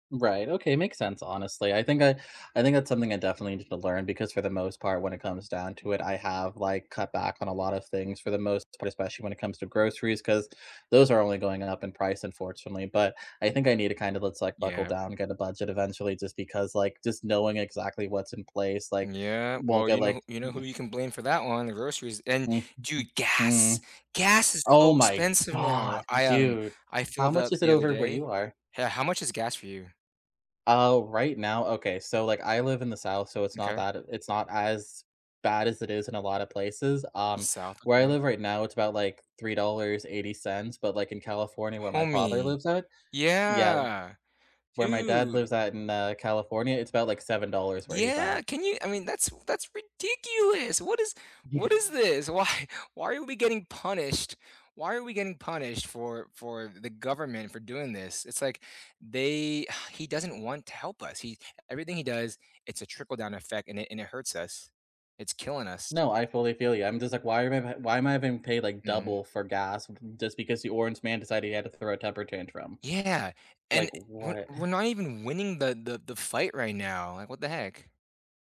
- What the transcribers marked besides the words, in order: other background noise; tapping; other noise; stressed: "gas"; chuckle
- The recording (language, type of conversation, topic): English, unstructured, What big goal do you want to pursue that would make everyday life feel better rather than busier?